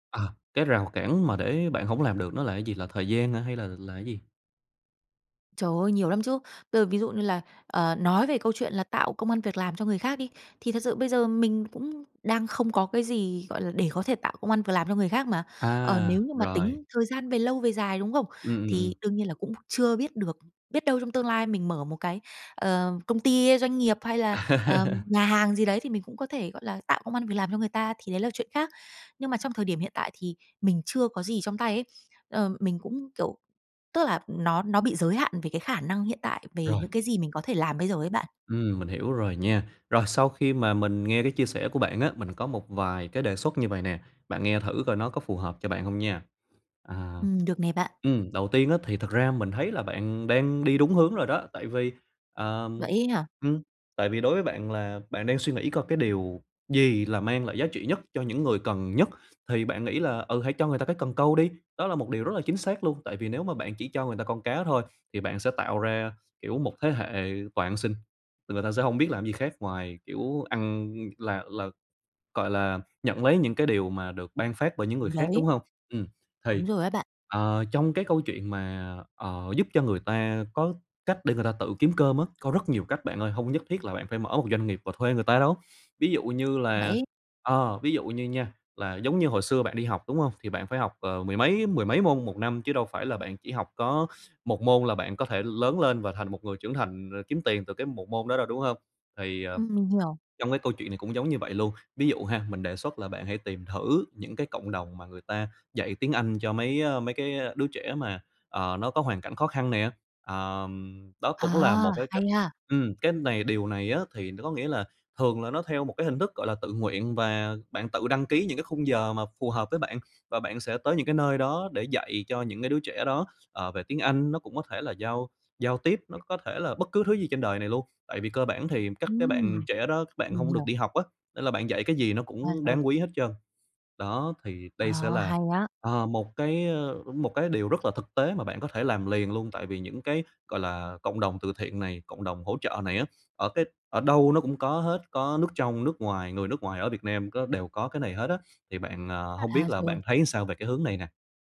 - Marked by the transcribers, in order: laugh; tapping; other background noise
- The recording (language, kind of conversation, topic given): Vietnamese, advice, Làm sao để bạn có thể cảm thấy mình đang đóng góp cho xã hội và giúp đỡ người khác?